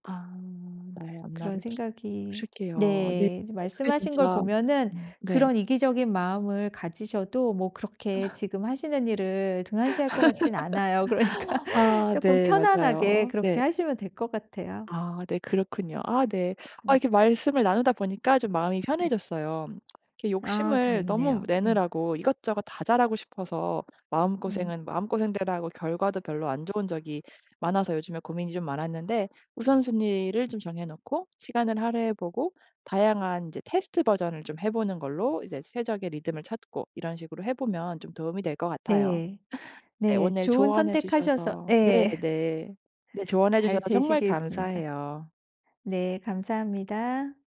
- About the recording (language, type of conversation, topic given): Korean, advice, 욕심내서 여러 목표를 세워 놓고도 우선순위를 정하지 못할 때 어떻게 정리하면 좋을까요?
- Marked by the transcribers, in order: tapping; laughing while speaking: "아"; laugh; laughing while speaking: "그러니까"; other background noise